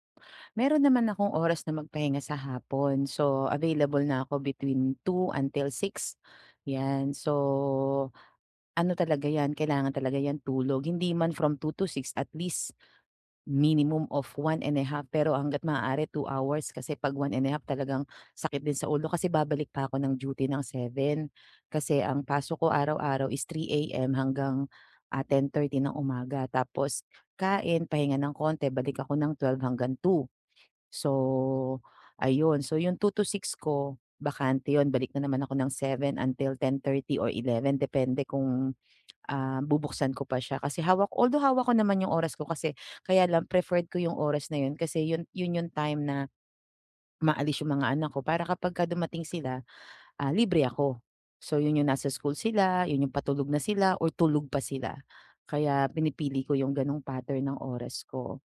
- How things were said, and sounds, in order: none
- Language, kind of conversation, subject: Filipino, advice, Paano ako makakapagpahinga sa bahay kahit maraming distraksyon?